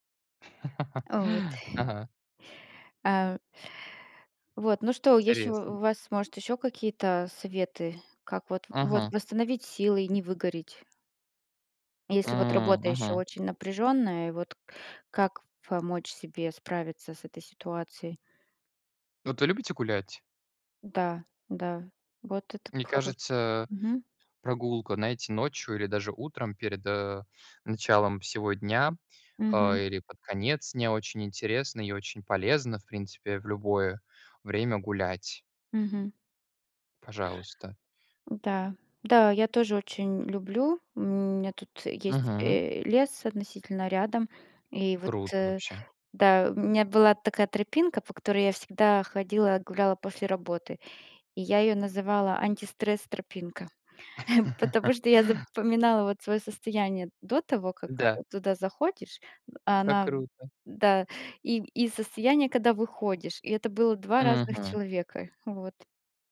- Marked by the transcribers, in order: laugh; tapping; drawn out: "М"; laugh
- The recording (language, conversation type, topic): Russian, unstructured, Какие привычки помогают тебе оставаться продуктивным?